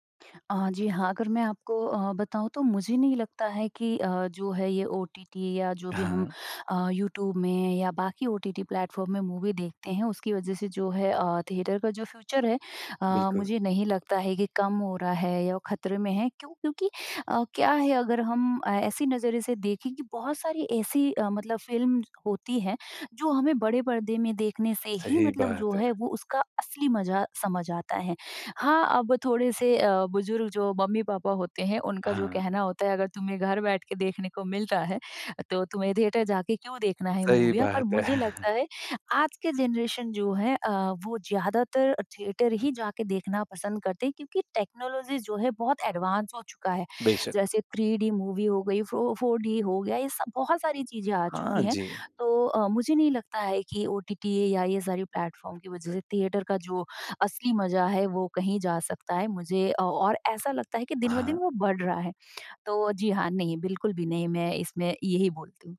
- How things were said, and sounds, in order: in English: "ओटीटी"; in English: "ओटीटी प्लेटफ़ॉर्म"; in English: "मूवी"; in English: "थिएटर"; in English: "फ़्यूचर"; in English: "फ़िल्म"; in English: "थिएटर"; chuckle; in English: "जनरेशन"; in English: "थिएटर"; in English: "टेक्नोलॉजीज़"; in English: "एडवांस"; other background noise; in English: "मूवी"; in English: "ओटीटी"; in English: "प्लेटफ़ॉर्म"; in English: "थिएटर"
- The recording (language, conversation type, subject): Hindi, podcast, आप थिएटर में फिल्म देखना पसंद करेंगे या घर पर?